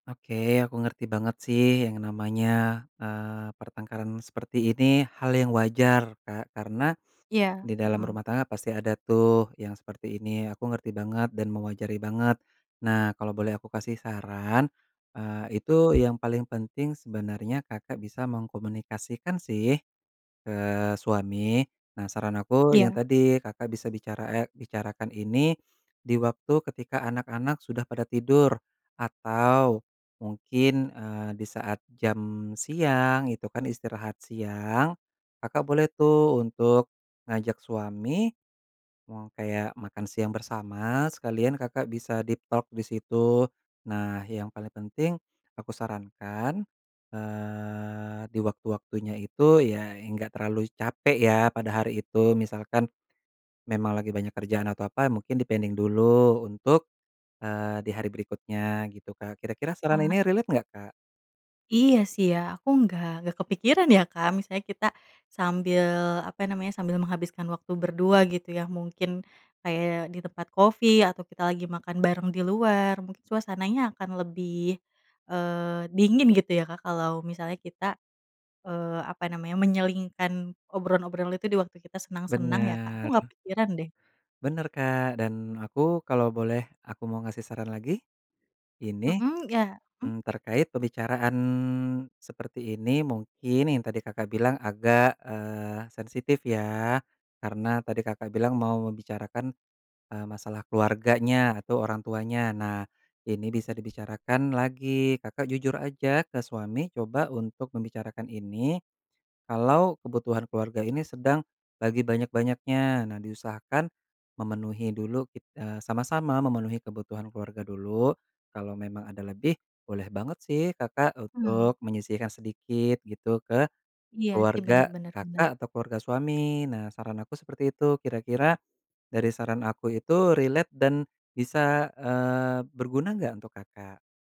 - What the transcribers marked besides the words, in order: tapping; in English: "deep talk"; in English: "di-pending"; in English: "relate"; other background noise; in English: "relate"
- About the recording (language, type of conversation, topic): Indonesian, advice, Bagaimana cara mengatasi pertengkaran yang berulang dengan pasangan tentang pengeluaran rumah tangga?